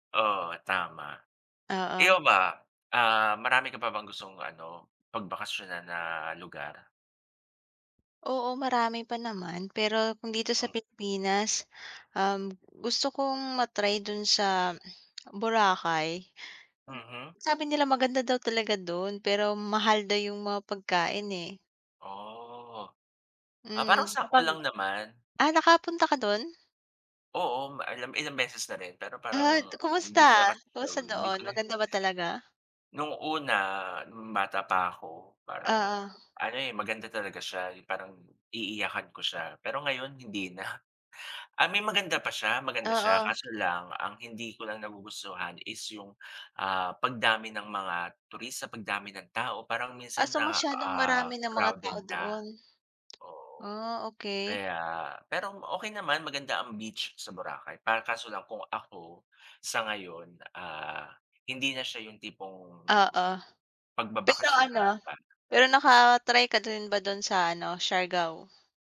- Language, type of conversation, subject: Filipino, unstructured, Saan mo gustong magbakasyon kung magkakaroon ka ng pagkakataon?
- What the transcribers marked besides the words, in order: tongue click; tapping; other background noise; background speech; other noise; tsk